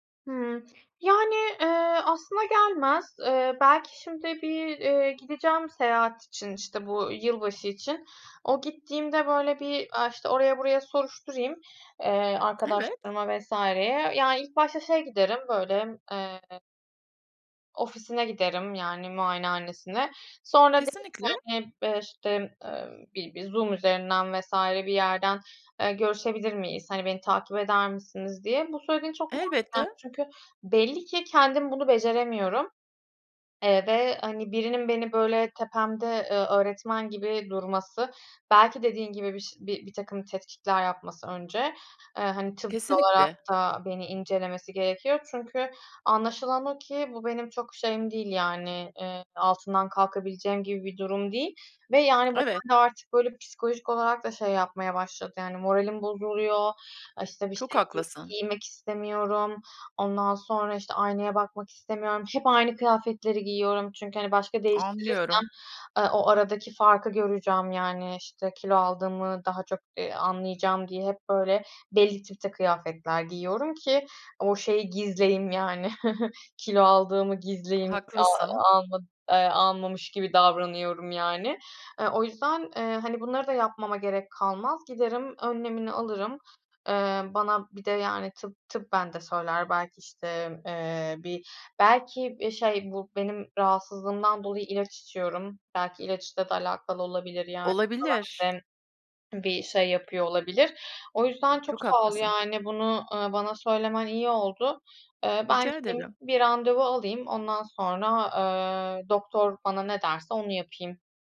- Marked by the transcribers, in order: other background noise; unintelligible speech; tapping; chuckle; swallow
- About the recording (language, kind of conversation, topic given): Turkish, advice, Kilo verme çabalarımda neden uzun süredir ilerleme göremiyorum?